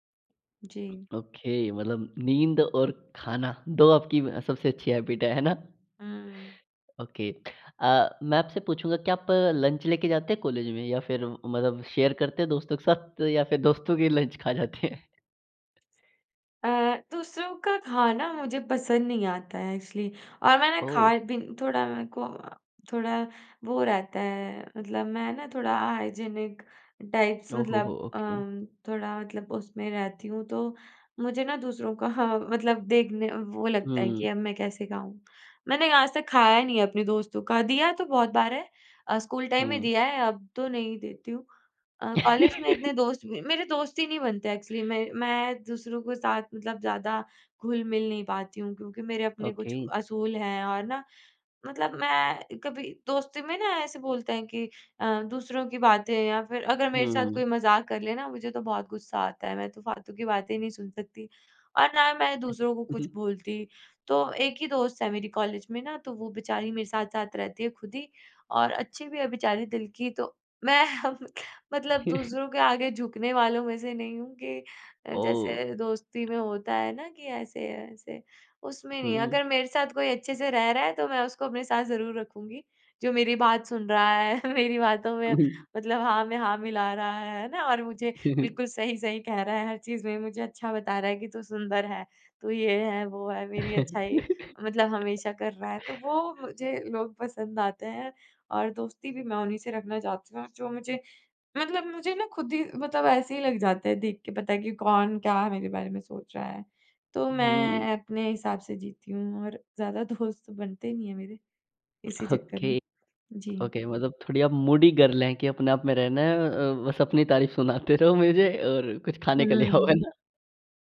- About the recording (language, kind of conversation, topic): Hindi, podcast, आप असली भूख और बोरियत से होने वाली खाने की इच्छा में कैसे फर्क करते हैं?
- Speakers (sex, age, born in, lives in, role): female, 20-24, India, India, guest; male, 18-19, India, India, host
- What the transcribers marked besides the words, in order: tapping; in English: "ओके"; in English: "हैबिट"; in English: "ओके"; in English: "लंच"; in English: "शेयर"; in English: "लंच"; laughing while speaking: "हैं?"; in English: "एक्चुअली"; in English: "हाइजीनिक टाइप्स"; in English: "ओके"; in English: "टाइम"; laugh; in English: "एक्चुअली"; in English: "ओके"; chuckle; chuckle; chuckle; laughing while speaking: "दोस्त"; in English: "ओके। ओके"; in English: "मूडी गर्ल"; laughing while speaking: "हो"